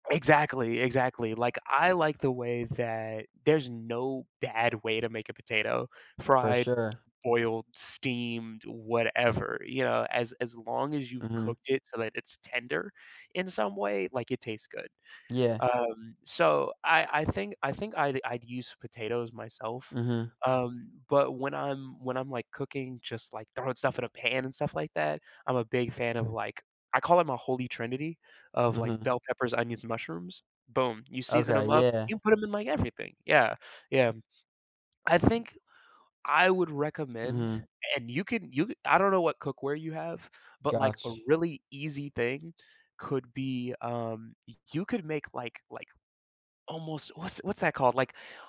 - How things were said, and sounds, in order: other background noise
- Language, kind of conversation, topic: English, unstructured, What makes a home-cooked meal special to you?
- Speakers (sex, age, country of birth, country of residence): male, 20-24, United States, United States; male, 20-24, United States, United States